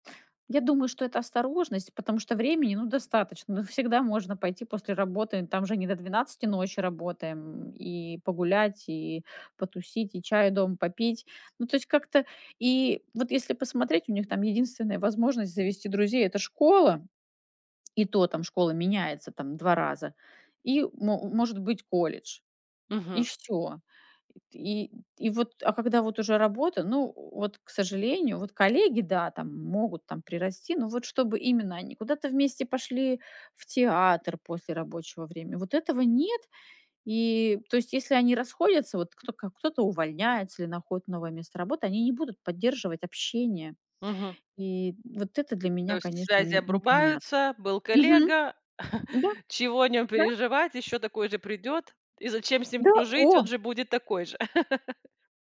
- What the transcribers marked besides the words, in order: chuckle; chuckle
- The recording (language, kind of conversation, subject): Russian, podcast, Как миграция или переезды повлияли на вашу идентичность?